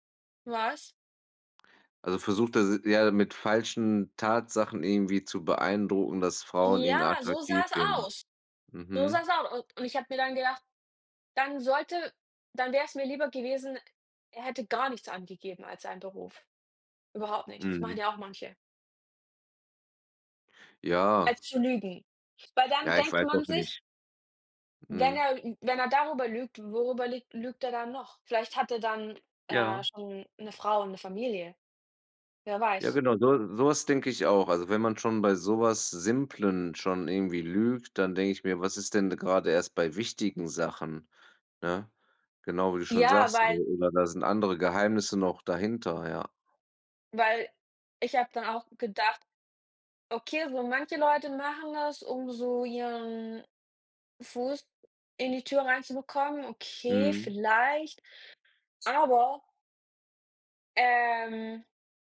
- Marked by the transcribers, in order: other background noise
- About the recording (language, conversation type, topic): German, unstructured, Wie reagierst du, wenn dein Partner nicht ehrlich ist?